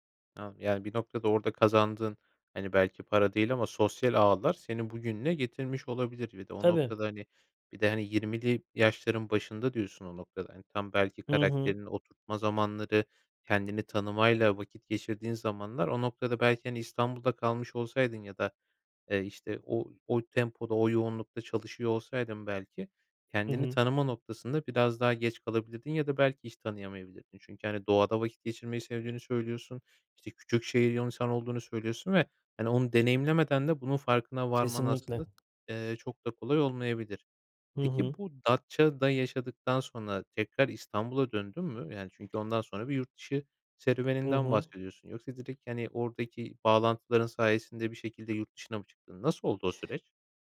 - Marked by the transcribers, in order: unintelligible speech; tapping; other background noise
- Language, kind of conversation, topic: Turkish, podcast, Bir seyahat, hayatınızdaki bir kararı değiştirmenize neden oldu mu?